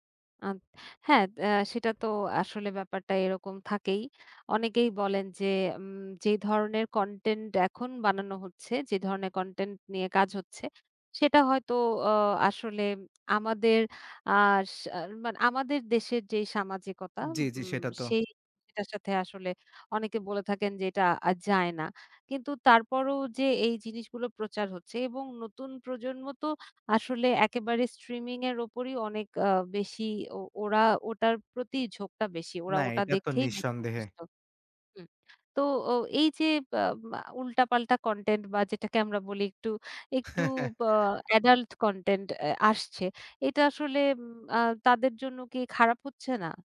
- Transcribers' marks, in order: laugh
- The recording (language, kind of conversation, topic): Bengali, podcast, স্ট্রিমিং প্ল্যাটফর্মগুলো কীভাবে বিনোদন উপভোগ করার ধরন বদলে দিয়েছে?